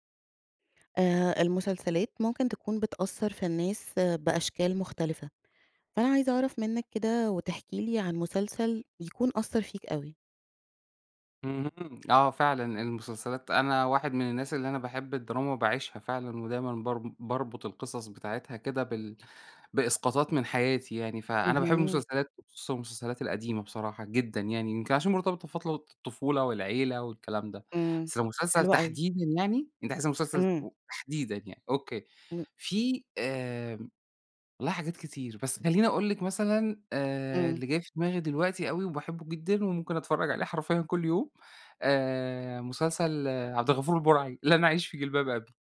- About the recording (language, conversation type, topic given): Arabic, podcast, احكيلي عن مسلسل أثر فيك؟
- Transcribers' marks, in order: none